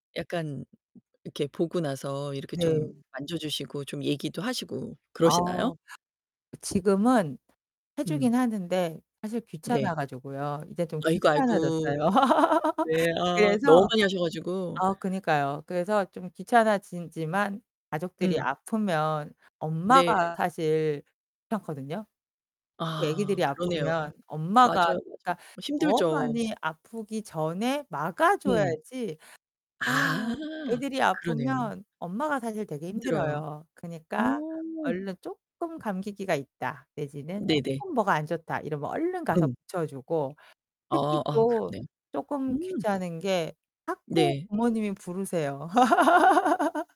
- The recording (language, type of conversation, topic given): Korean, podcast, 배운 내용을 적용해 본 특별한 프로젝트가 있나요?
- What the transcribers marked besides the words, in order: other background noise; distorted speech; laugh; "귀찮아졌지만" said as "귀찮아진지만"; laugh